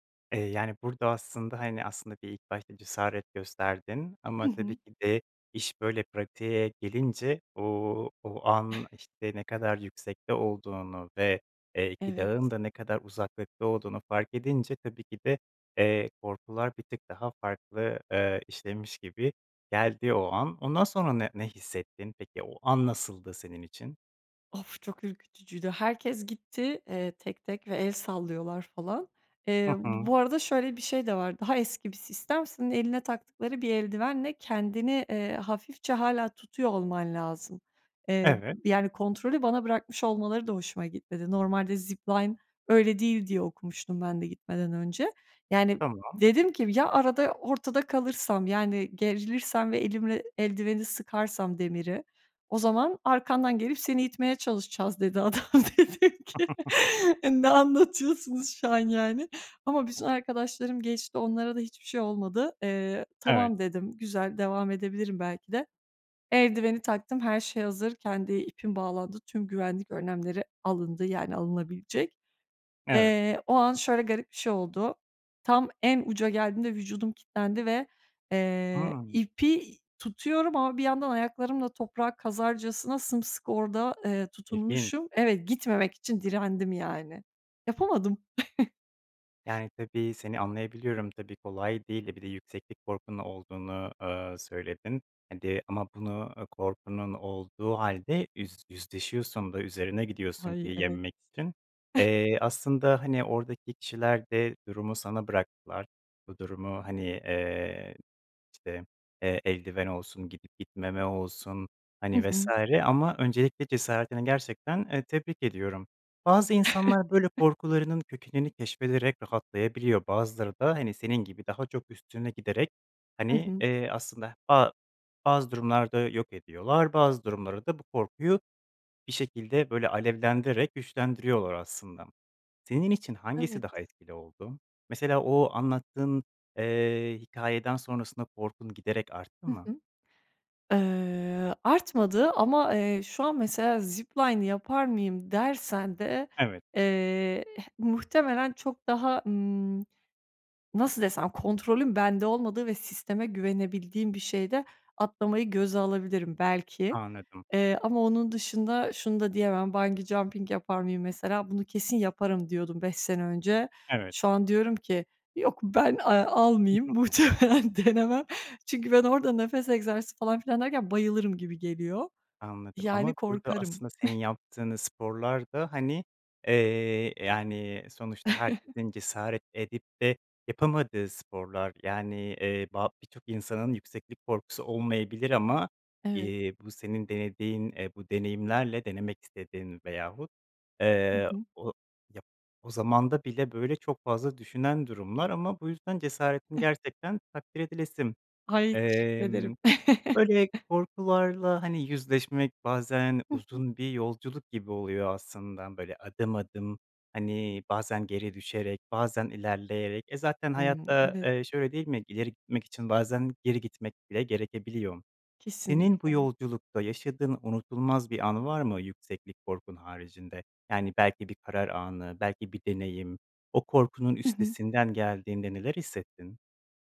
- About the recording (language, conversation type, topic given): Turkish, podcast, Korkularınla nasıl yüzleşiyorsun, örnek paylaşır mısın?
- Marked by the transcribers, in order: tapping; chuckle; in English: "zipline"; chuckle; laughing while speaking: "adam. Dedim ki, eee, ne anlatıyorsunuz şu an yani"; laugh; chuckle; other background noise; other noise; chuckle; in English: "zipline"; laughing while speaking: "muhtemelen denemem"; chuckle; chuckle; chuckle